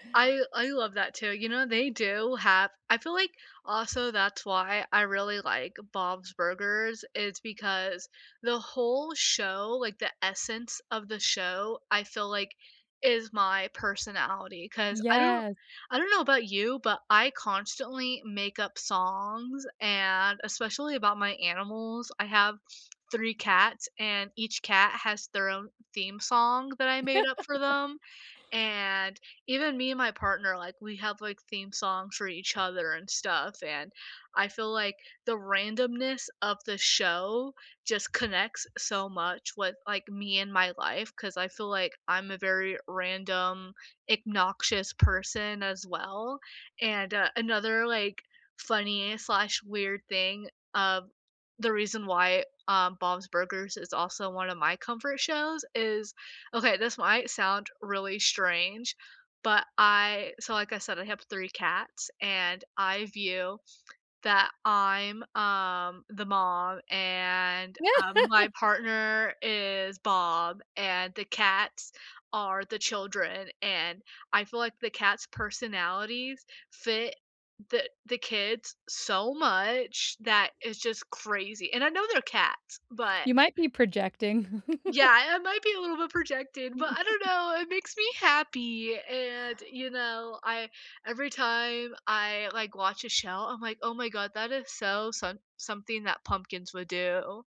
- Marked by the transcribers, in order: tapping; laugh; laugh; laugh; other background noise
- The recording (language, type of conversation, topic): English, unstructured, What’s your ultimate comfort rewatch, and why does it always make you feel better?
- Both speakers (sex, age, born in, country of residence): female, 20-24, United States, United States; female, 35-39, United States, United States